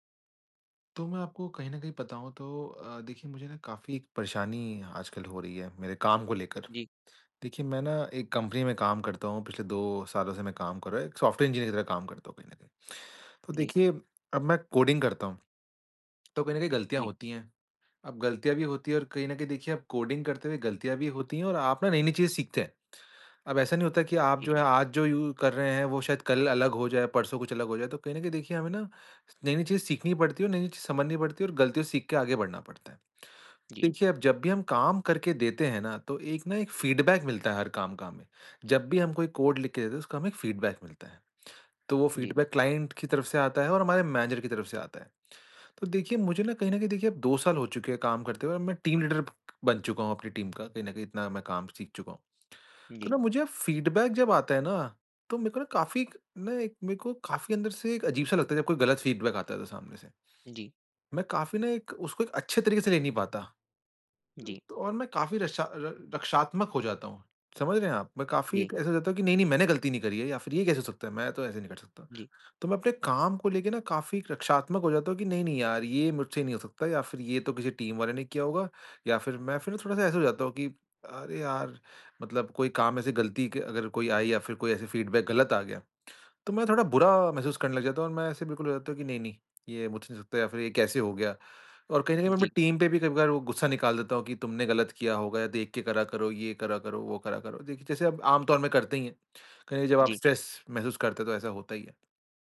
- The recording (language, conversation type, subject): Hindi, advice, मैं बिना रक्षात्मक हुए फीडबैक कैसे स्वीकार कर सकता/सकती हूँ?
- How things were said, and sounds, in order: tapping; other background noise; in English: "फीडबैक"; in English: "फीडबैक"; in English: "फीडबैक क्लाइंट"; in English: "टीम लीडर"; in English: "फीडबैक"; in English: "फीडबैक"; other noise; in English: "टीम"; in English: "फीडबैक"; in English: "टीम"; in English: "स्ट्रेस"